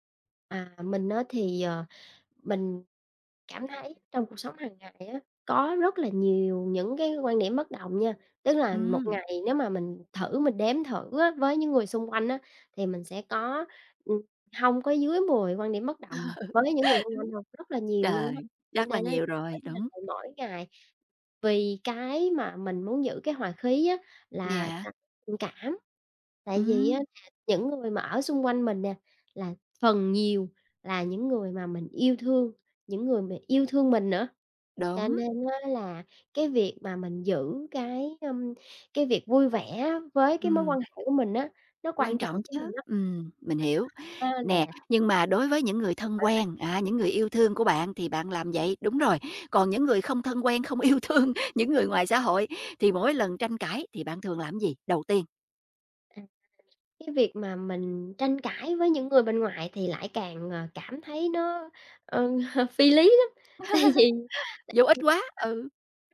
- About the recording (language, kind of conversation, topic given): Vietnamese, podcast, Làm thế nào để bày tỏ ý kiến trái chiều mà vẫn tôn trọng?
- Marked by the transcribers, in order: other background noise; laughing while speaking: "Ờ"; tapping; unintelligible speech; laughing while speaking: "yêu thương"; laughing while speaking: "ờ"; laugh; laughing while speaking: "tại vì"; unintelligible speech